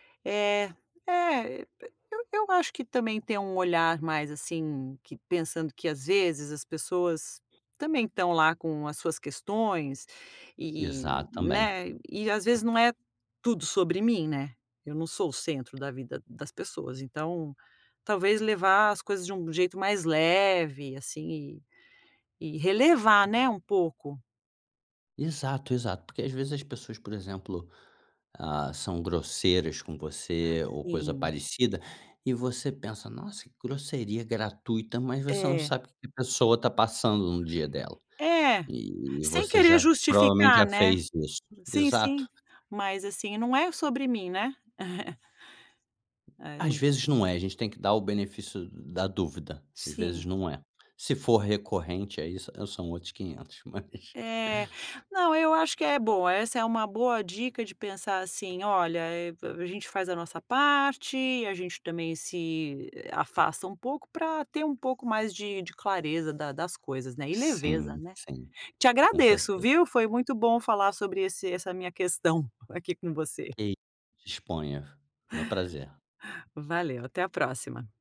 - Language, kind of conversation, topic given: Portuguese, advice, Como posso lidar melhor com feedback público negativo?
- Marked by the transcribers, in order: other noise; tapping; other background noise; giggle; laughing while speaking: "mas"